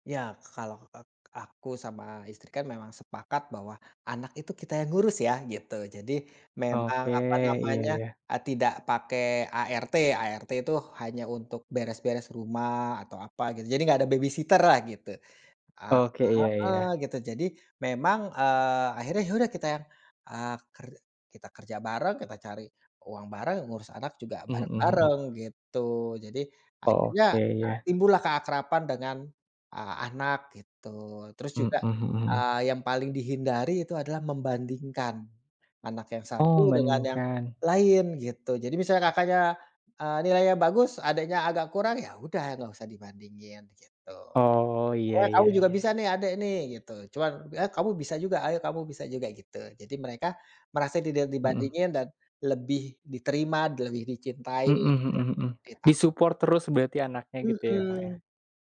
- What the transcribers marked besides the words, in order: in English: "babysitter-lah"; in English: "di-support"
- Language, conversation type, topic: Indonesian, podcast, Bagaimana tindakan kecil sehari-hari bisa membuat anak merasa dicintai?